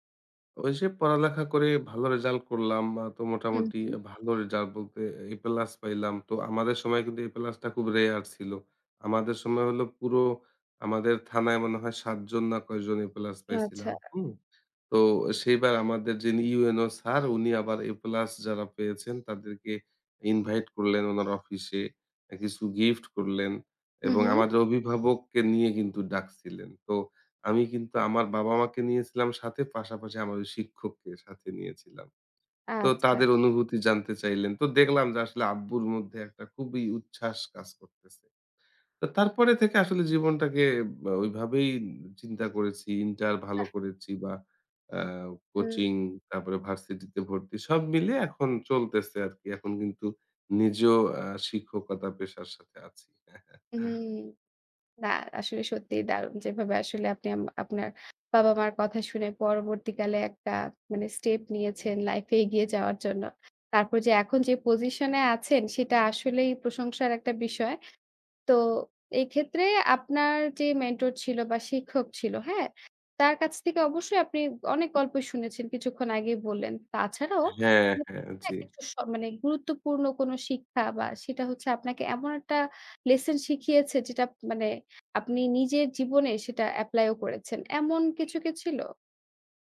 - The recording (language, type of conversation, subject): Bengali, podcast, আপনার জীবনে কোনো শিক্ষক বা পথপ্রদর্শকের প্রভাবে আপনি কীভাবে বদলে গেছেন?
- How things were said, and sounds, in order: other background noise; chuckle